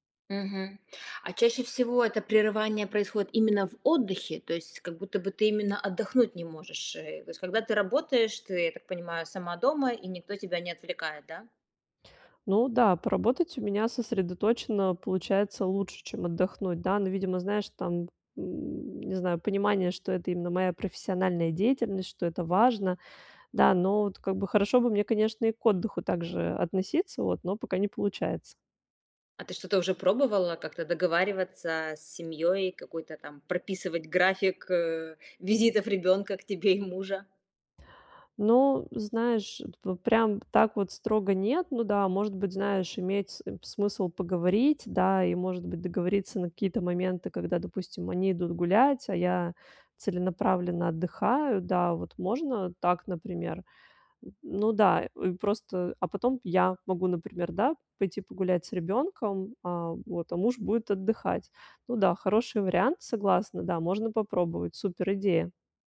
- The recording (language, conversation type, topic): Russian, advice, Как мне справляться с частыми прерываниями отдыха дома?
- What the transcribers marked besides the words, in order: tapping